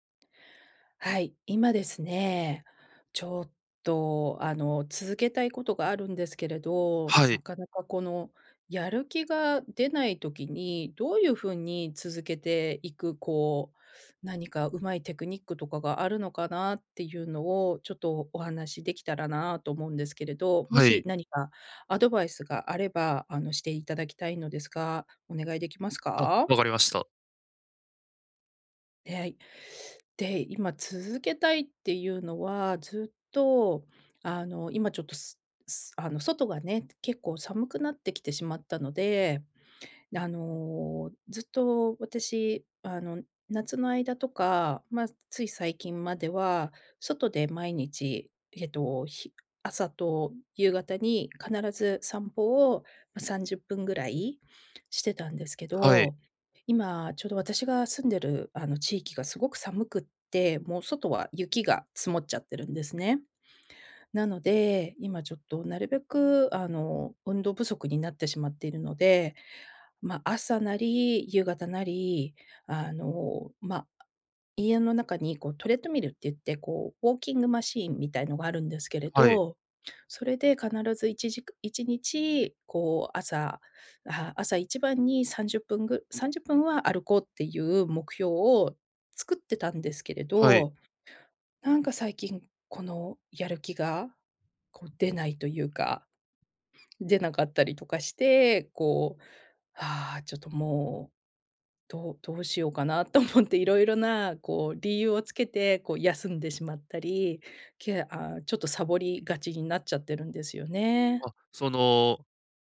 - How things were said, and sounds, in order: laughing while speaking: "思って"
- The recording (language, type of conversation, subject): Japanese, advice, やる気が出ないとき、どうすれば物事を続けられますか？